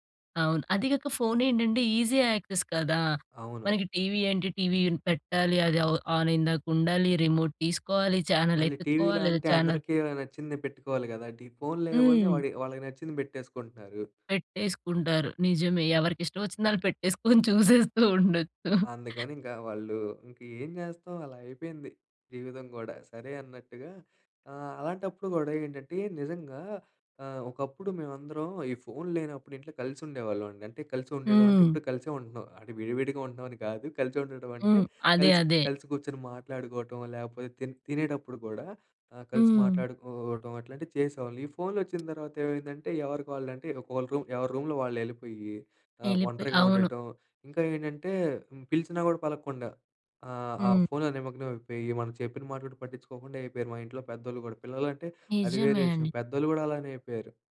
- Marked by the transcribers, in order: in English: "ఈజీ యాక్సెస్"; in English: "ఆన్"; in English: "రిమోట్"; in English: "ఛానల్"; in English: "ఛానల్"; laughing while speaking: "పెట్టేసుకొని చూసేస్తూ ఉండొచ్చు"; in English: "రూమ్"; in English: "రూమ్‌లో"
- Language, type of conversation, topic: Telugu, podcast, సోషల్ మీడియా ఒంటరితనాన్ని ఎలా ప్రభావితం చేస్తుంది?